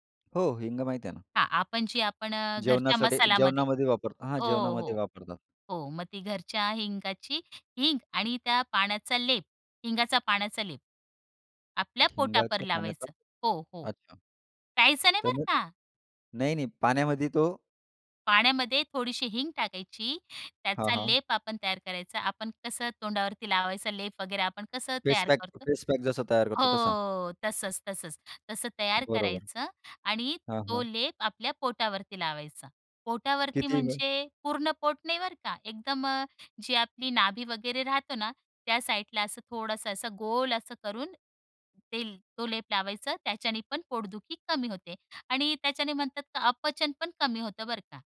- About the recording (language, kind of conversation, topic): Marathi, podcast, सामान्य दुखणं कमी करण्यासाठी तुम्ही घरगुती उपाय कसे वापरता?
- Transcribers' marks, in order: "पोटावर" said as "पोटापर"